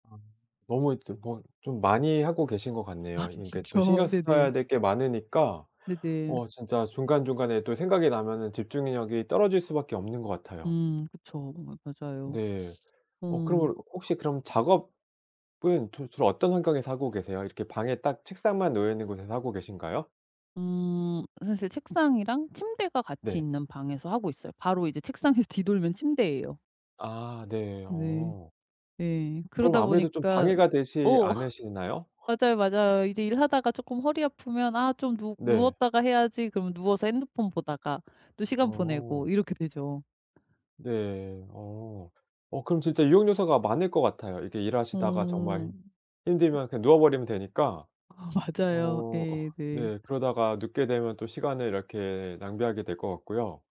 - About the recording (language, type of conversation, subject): Korean, advice, 집중 시간이 짧고 자주 흐트러지는데, 집중 시간 관리를 어떻게 시작하면 좋을까요?
- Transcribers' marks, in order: other background noise; laughing while speaking: "아 그렇죠"; laughing while speaking: "책상에서"; laugh; "되지" said as "되시"; "않으신가요?" said as "않으신나요?"; tapping